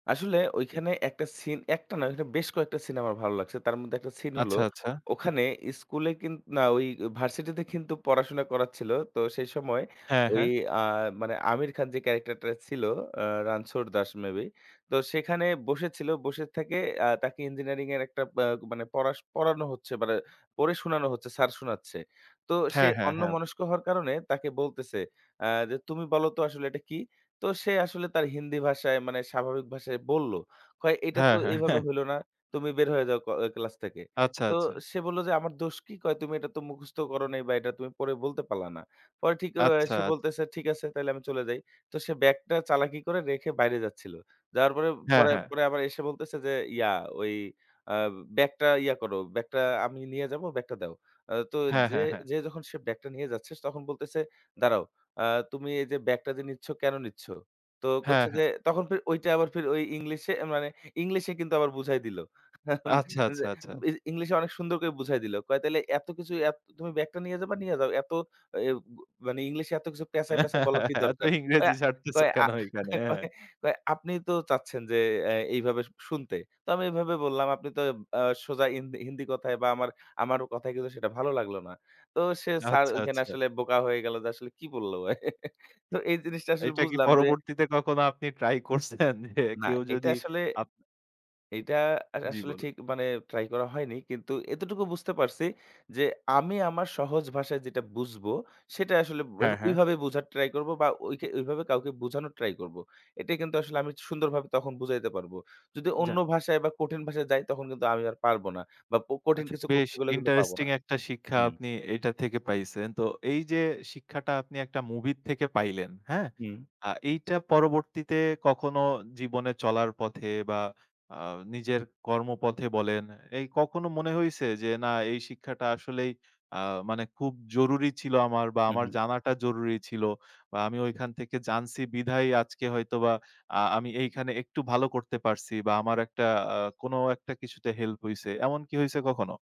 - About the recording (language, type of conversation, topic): Bengali, podcast, কোনো বই বা সিনেমা কি আপনাকে বদলে দিয়েছে?
- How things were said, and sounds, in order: "হিন্দি" said as "ইন্দি"